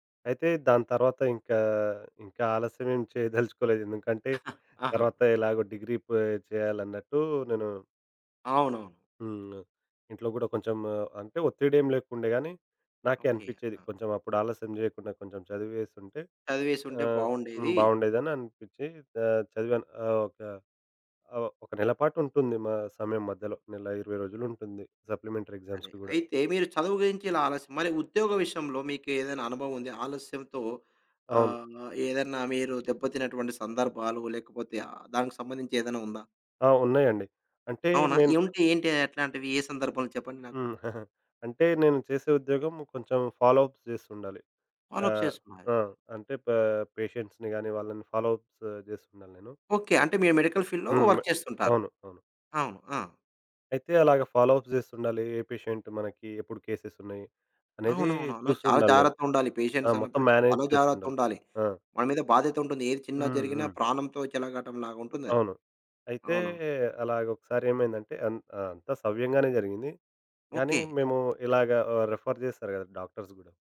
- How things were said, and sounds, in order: laughing while speaking: "చేదలుచుకోలేదు"; giggle; in English: "సప్లిమెంటరీ ఎగ్జామ్స్‌కి"; giggle; in English: "ఫాలో అప్స్"; in English: "ఫాలో అప్"; in English: "పేషెంట్స్‌ని"; in English: "ఫాలో అప్స్"; in English: "మెడికల్ ఫీల్డ్‌లో వర్క్"; in English: "ఫాలో అప్స్"; in English: "పేషంట్"; in English: "కేసెస్"; in English: "పేషెంట్స్"; in English: "మేనేజ్"; in English: "రిఫర్"; in English: "డాక్టర్స్"
- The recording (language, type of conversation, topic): Telugu, podcast, ఆలస్యం చేస్తున్నవారికి మీరు ఏ సలహా ఇస్తారు?